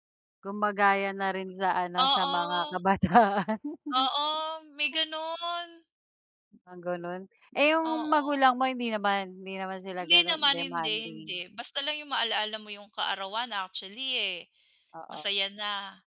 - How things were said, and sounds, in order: laughing while speaking: "kabataan"; chuckle
- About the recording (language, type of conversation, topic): Filipino, unstructured, Ano ang pinakamasayang karanasan mo kasama ang iyong mga magulang?